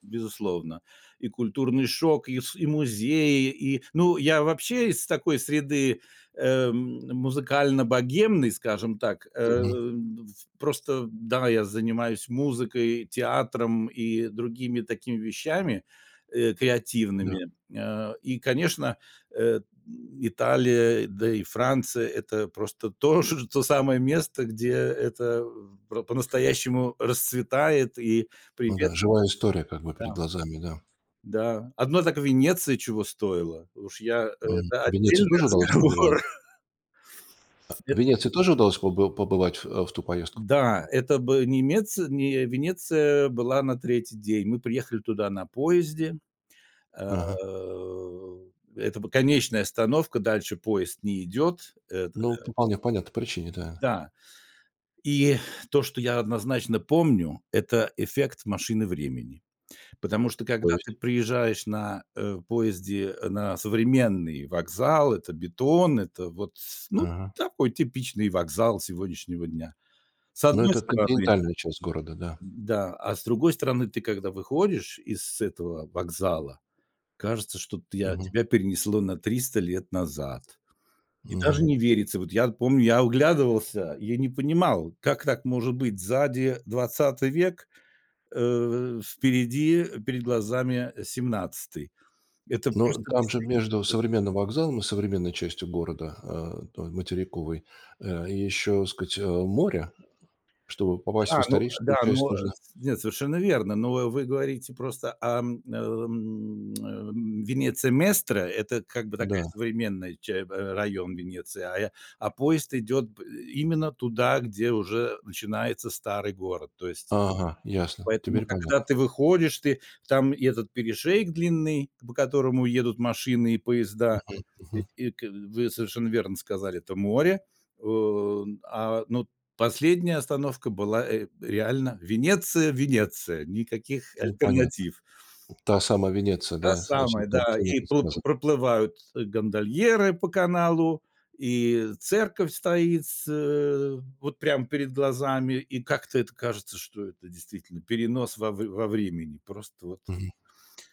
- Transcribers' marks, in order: tapping; laughing while speaking: "отдельный разговор"; other background noise
- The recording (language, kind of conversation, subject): Russian, podcast, О каком путешествии, которое по‑настоящему изменило тебя, ты мог(ла) бы рассказать?